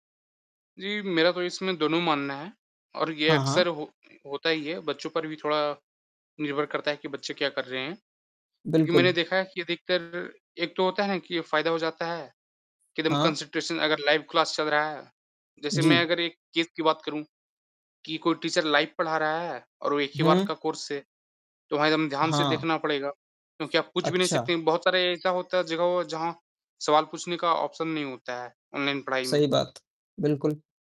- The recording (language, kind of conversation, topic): Hindi, unstructured, क्या ऑनलाइन पढ़ाई, ऑफ़लाइन पढ़ाई से बेहतर हो सकती है?
- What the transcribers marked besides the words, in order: mechanical hum; distorted speech; in English: "कॉन्सन्ट्रेशन"; in English: "लाइव क्लास"; in English: "केस"; in English: "टीचर लाइव"; in English: "कोर्स"; in English: "ऑप्शन"